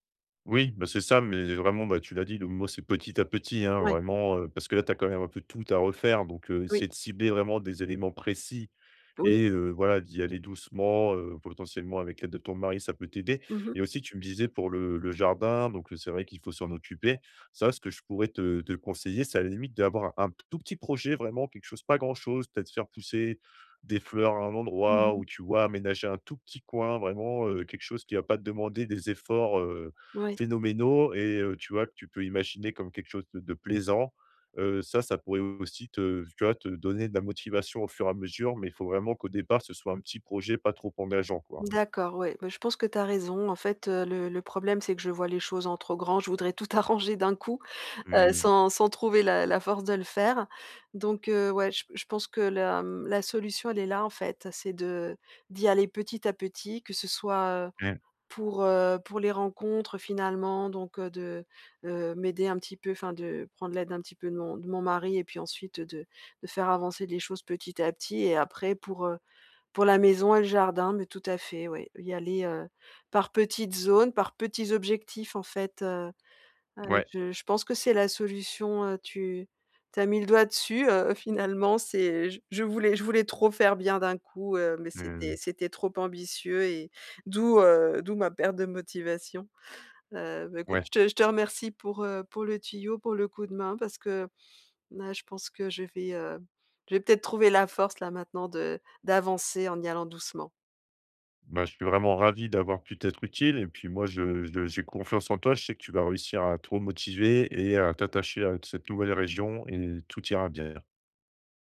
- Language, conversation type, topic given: French, advice, Comment retrouver durablement la motivation quand elle disparaît sans cesse ?
- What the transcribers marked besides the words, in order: laughing while speaking: "arranger"